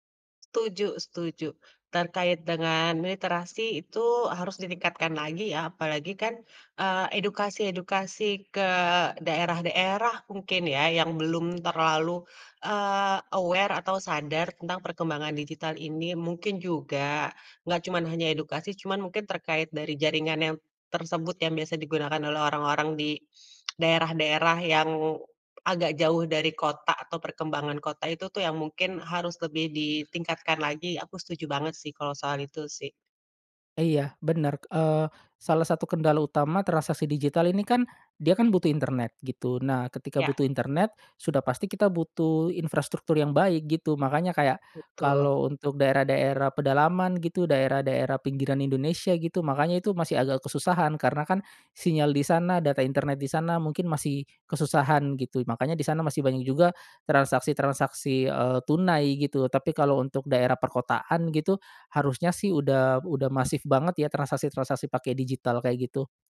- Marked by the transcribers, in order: in English: "aware"
- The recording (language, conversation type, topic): Indonesian, podcast, Bagaimana menurutmu keuangan pribadi berubah dengan hadirnya mata uang digital?